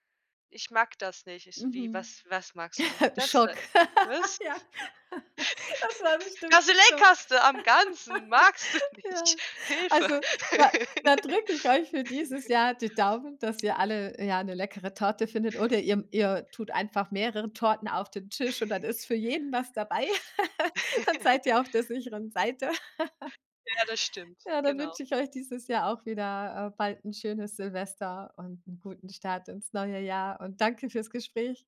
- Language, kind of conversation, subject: German, podcast, Wie feiert ihr Silvester und Neujahr?
- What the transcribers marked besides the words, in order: chuckle; laugh; joyful: "Das war bestimmt 'n Schock"; laugh; giggle; put-on voice: "Das leckerste am Ganzen magst du nicht, Hilfe"; laughing while speaking: "nicht, Hilfe"; laugh; joyful: "Tisch und dann ist für … der sicheren Seite"; chuckle; laugh; giggle; giggle; joyful: "Ja, dann wünsche ich euch dieses Jahr"; joyful: "danke fürs Gespräch"